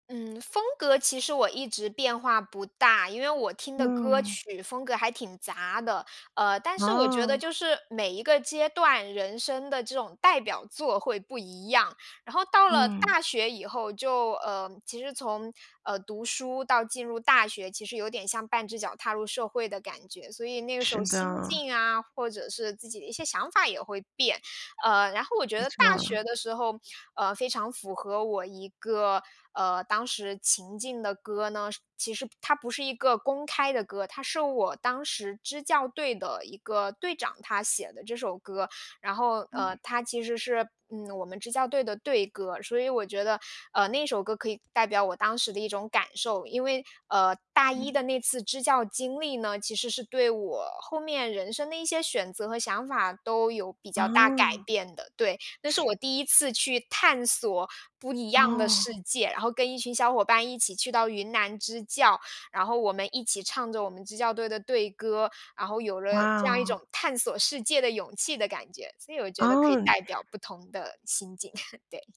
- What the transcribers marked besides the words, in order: other noise; chuckle
- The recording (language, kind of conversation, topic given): Chinese, podcast, 有没有那么一首歌，一听就把你带回过去？